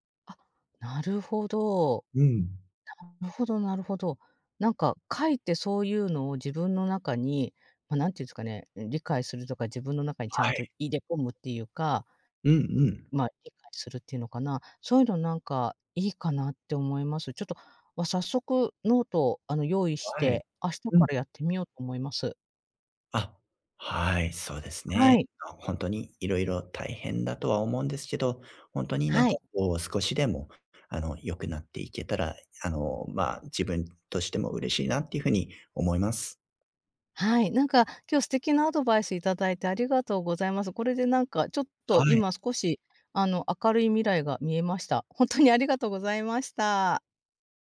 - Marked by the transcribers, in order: other background noise
- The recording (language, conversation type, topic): Japanese, advice, 子どもの頃の出来事が今の行動に影響しているパターンを、どうすれば変えられますか？